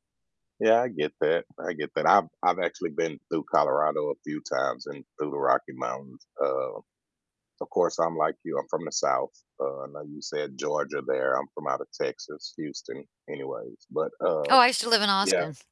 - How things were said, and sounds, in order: distorted speech
- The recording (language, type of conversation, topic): English, unstructured, What natural place truly took your breath away?